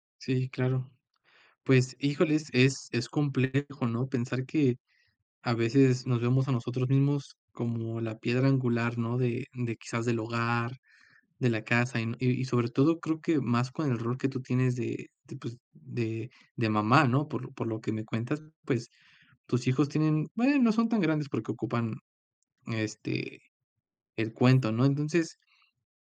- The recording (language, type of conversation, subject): Spanish, advice, ¿Cómo has descuidado tu salud al priorizar el trabajo o cuidar a otros?
- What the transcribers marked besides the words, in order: none